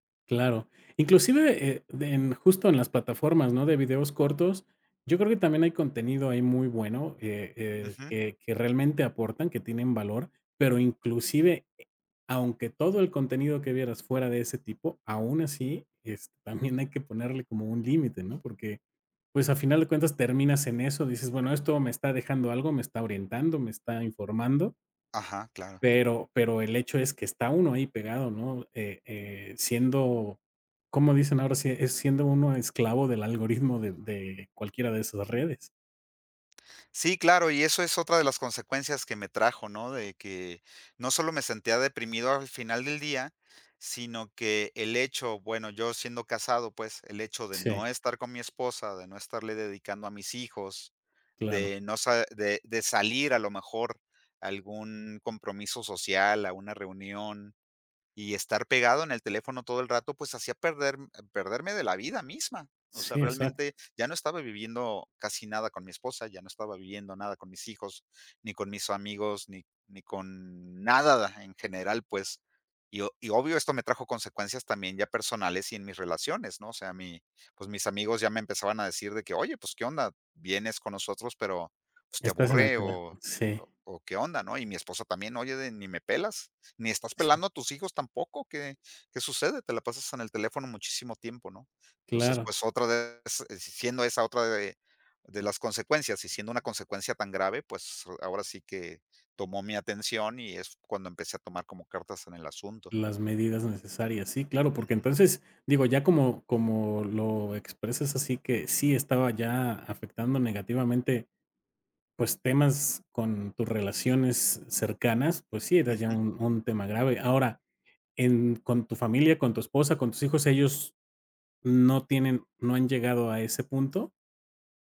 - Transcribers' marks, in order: laughing while speaking: "también hay"; chuckle
- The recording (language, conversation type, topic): Spanish, podcast, ¿Qué haces cuando sientes que el celular te controla?